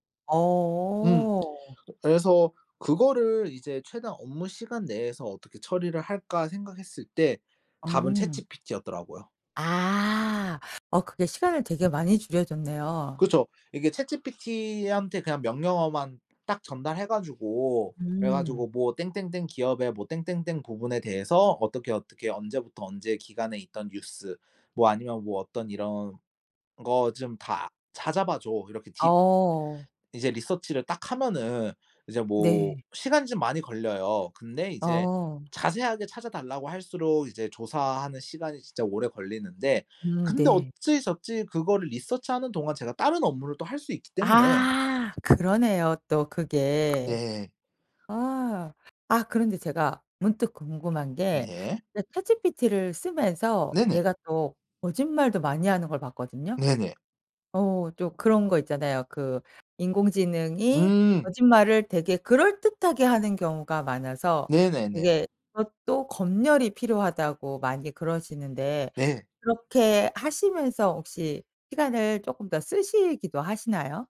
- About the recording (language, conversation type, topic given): Korean, podcast, 칼퇴근을 지키려면 어떤 습관이 필요할까요?
- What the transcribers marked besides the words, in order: other background noise; in English: "research를"; tapping; in English: "research하는"